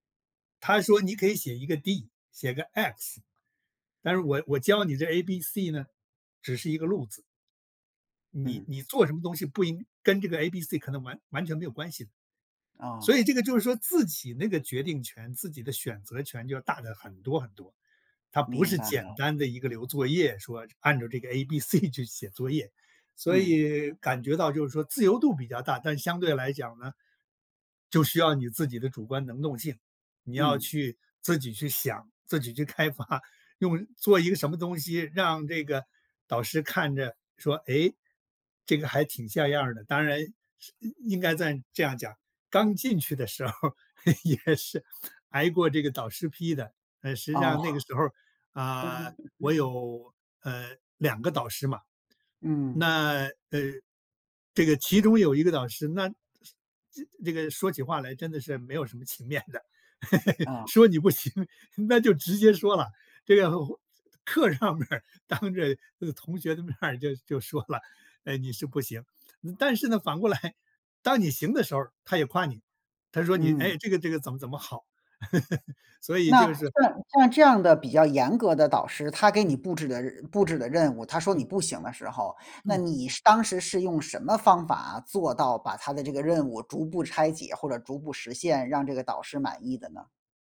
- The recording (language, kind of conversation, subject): Chinese, podcast, 怎么把导师的建议变成实际行动？
- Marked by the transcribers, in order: laughing while speaking: "C"; laughing while speaking: "开发"; chuckle; laughing while speaking: "也是"; chuckle; laughing while speaking: "面的，说你不行"; other background noise; laughing while speaking: "这个或 课上面儿 当着那个同学的面儿就 就说了"; laughing while speaking: "来"; chuckle